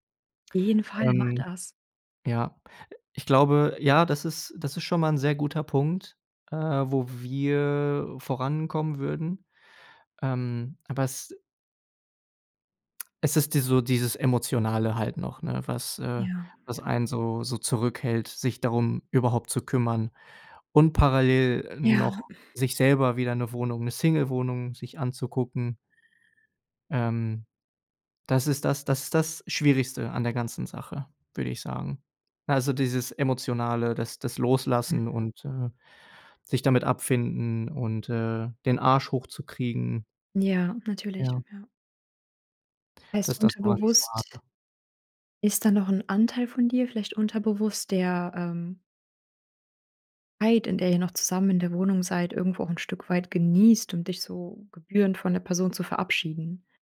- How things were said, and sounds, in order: unintelligible speech; sigh
- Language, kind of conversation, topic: German, advice, Wie möchtest du die gemeinsame Wohnung nach der Trennung regeln und den Auszug organisieren?